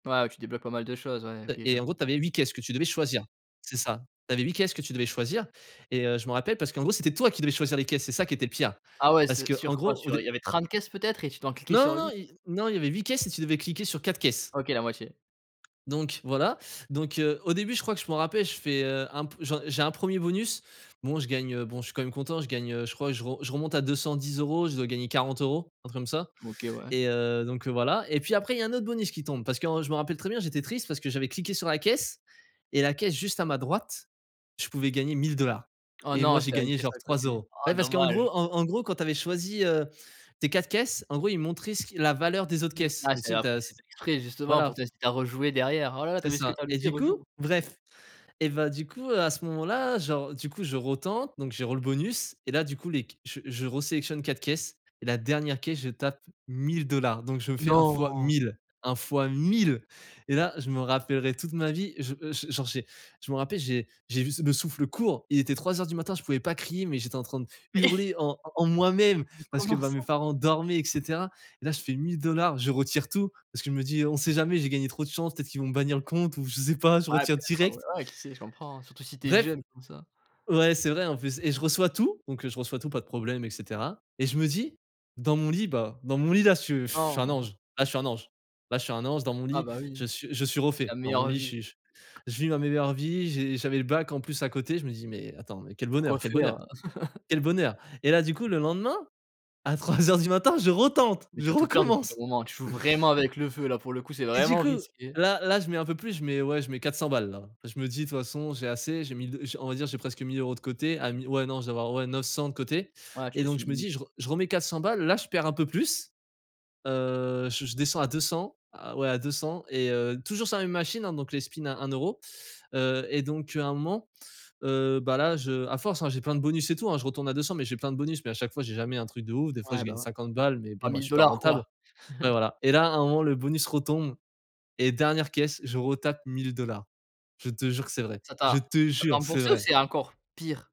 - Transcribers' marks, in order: stressed: "choisir"; stressed: "toi"; stressed: "Non, non, non"; tapping; stressed: "caisse"; stressed: "oh dommage"; stressed: "mille dollars"; stressed: "mille"; drawn out: "Non !"; stressed: "moi-même"; chuckle; other background noise; stressed: "direct"; stressed: "tout"; chuckle; laughing while speaking: "trois heures"; stressed: "retente"; stressed: "recommence"; chuckle; stressed: "vraiment"; stressed: "vraiment"; laugh; stressed: "je te jure"; stressed: "pire"
- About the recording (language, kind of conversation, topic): French, podcast, Parle-moi d’un risque que tu as pris sur un coup de tête ?